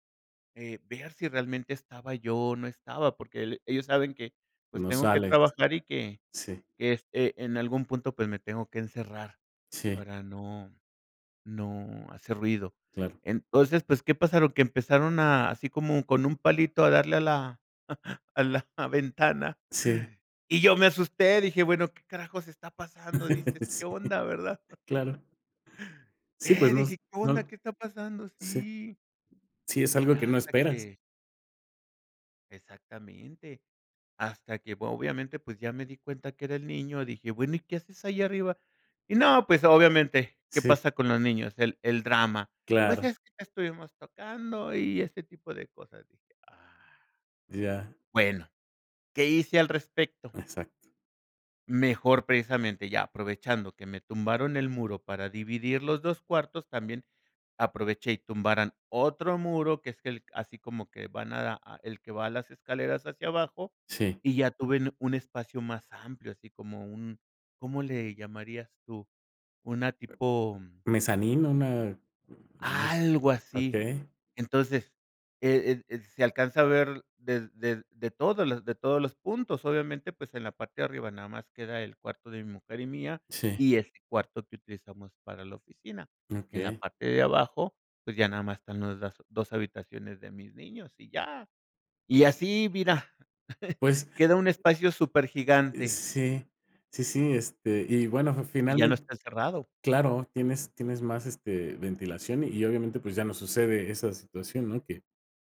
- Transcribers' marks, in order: laughing while speaking: "a la ventana"; laugh; chuckle; tapping; chuckle
- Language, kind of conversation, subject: Spanish, podcast, ¿Cómo organizas tu espacio de trabajo en casa?